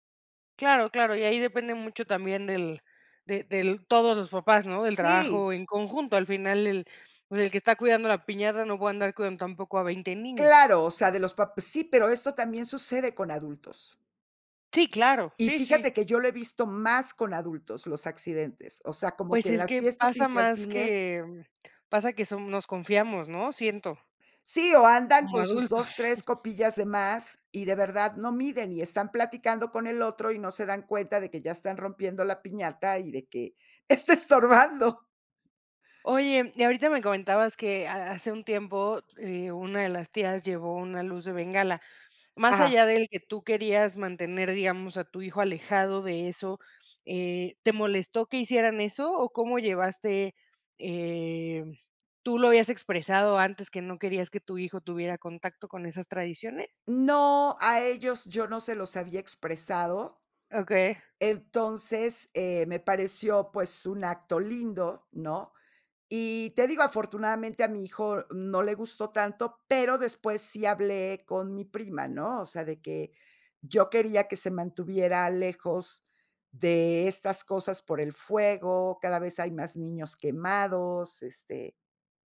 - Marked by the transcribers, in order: chuckle; laughing while speaking: "está estorbando"
- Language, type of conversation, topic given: Spanish, podcast, ¿Cómo decides qué tradiciones seguir o dejar atrás?